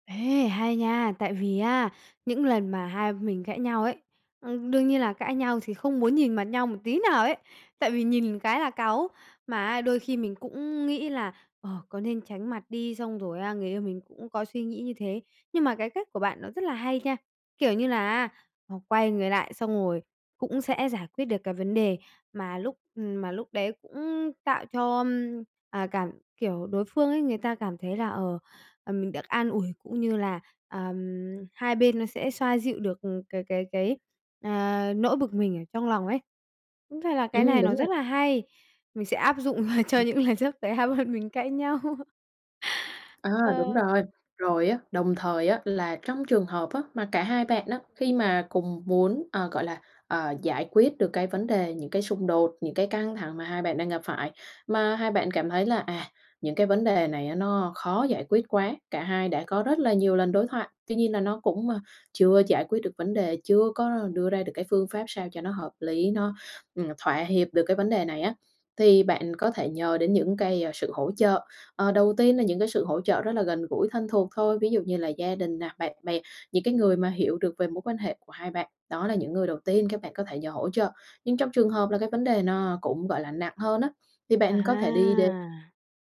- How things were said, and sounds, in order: tapping; unintelligible speech; laughing while speaking: "dụng cho những lần sắp tới hai bọn mình cãi nhau"; other background noise
- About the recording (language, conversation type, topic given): Vietnamese, advice, Làm sao xử lý khi bạn cảm thấy bực mình nhưng không muốn phản kháng ngay lúc đó?